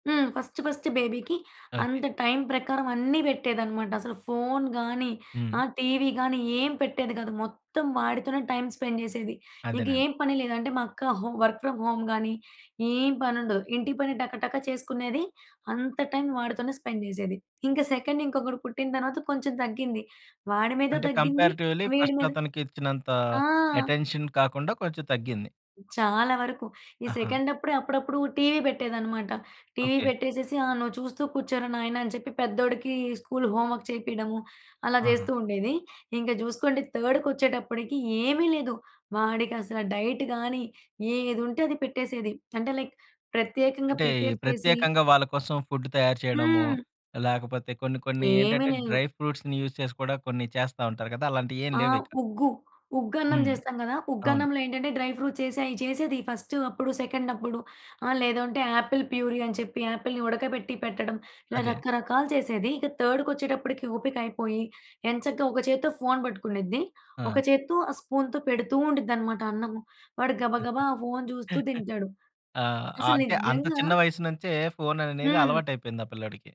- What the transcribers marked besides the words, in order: in English: "ఫస్ట్ ఫస్ట్ బేబీకి"; in English: "టైమ్ స్పెండ్"; in English: "హోమ్ వర్క్ ఫ్రమ్ హోమ్"; in English: "స్పెండ్"; in English: "సెకండ్"; in English: "కంపేరేటివ్‌లీ ఫస్ట్"; in English: "అటెన్షన్"; other noise; in English: "సెకండ్"; in English: "హోమ్ వర్క్"; in English: "థర్డ్‌కొచ్చేటప్పటికి"; in English: "డైట్"; in English: "లైక్"; in English: "ప్రిపేర్"; in English: "ఫుడ్"; in English: "డ్రై ఫ్రూట్స్‌ని యూజ్"; tapping; in English: "డ్రై ఫ్రూట్స్"; in English: "సెకండ్"; in English: "ఆపిల్ ప్యూరీ"; in English: "ఆపిల్‌ని"; in English: "థర్డ్‌కొచ్చేటప్పటికి"; in English: "స్పూన్‌తో"; chuckle
- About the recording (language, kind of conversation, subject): Telugu, podcast, పిల్లల స్క్రీన్ వినియోగాన్ని ఇంట్లో ఎలా నియంత్రించాలనే విషయంలో మీరు ఏ సలహాలు ఇస్తారు?